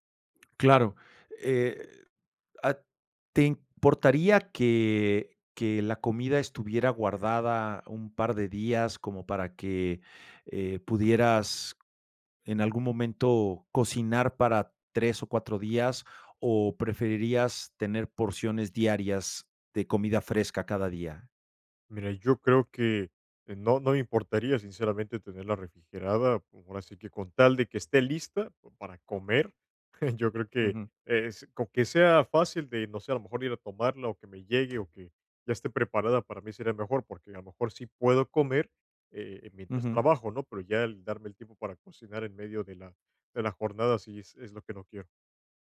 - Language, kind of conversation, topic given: Spanish, advice, ¿Cómo puedo organizarme mejor si no tengo tiempo para preparar comidas saludables?
- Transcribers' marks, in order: chuckle; other background noise